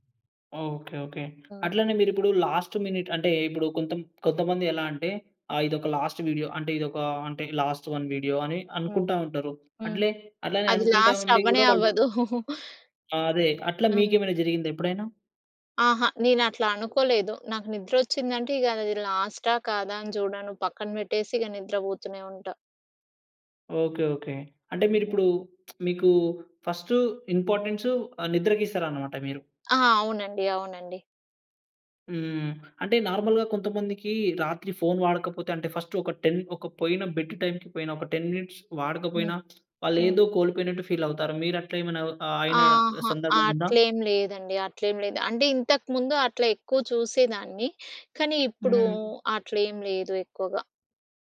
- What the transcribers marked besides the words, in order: in English: "లాస్ట్ మినిట్"; in English: "లాస్ట్"; in English: "లాస్ట్ వన్"; in English: "లాస్ట్"; chuckle; other noise; lip smack; in English: "నార్మల్‌గా"; in English: "టెన్"; in English: "టెన్ మినిట్స్"
- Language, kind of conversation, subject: Telugu, podcast, రాత్రి పడుకునే ముందు మొబైల్ ఫోన్ వాడకం గురించి మీ అభిప్రాయం ఏమిటి?